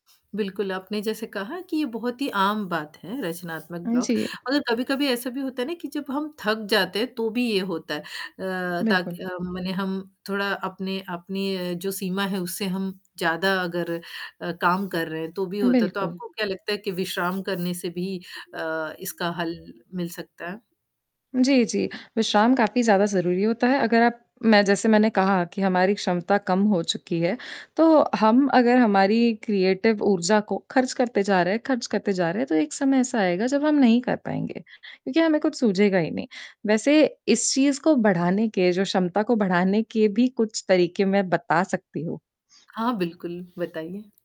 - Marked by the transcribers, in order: sniff; static; in English: "ब्लॉक"; other background noise; tapping; in English: "क्रिएटिव"
- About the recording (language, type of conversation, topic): Hindi, podcast, जब आपको रचनात्मक अवरोध होता है, तो आप उससे निकलने के लिए वास्तव में क्या करते हैं?